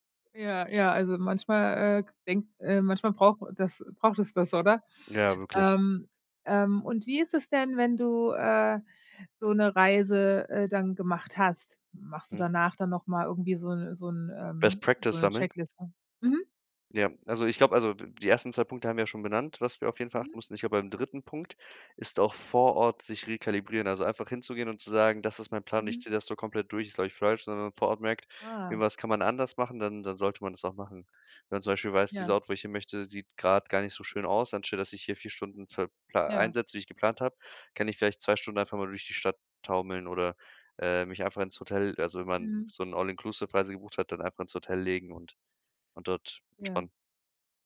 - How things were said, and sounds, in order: in English: "Best Practice"
- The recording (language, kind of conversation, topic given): German, podcast, Was ist dein wichtigster Reisetipp, den jeder kennen sollte?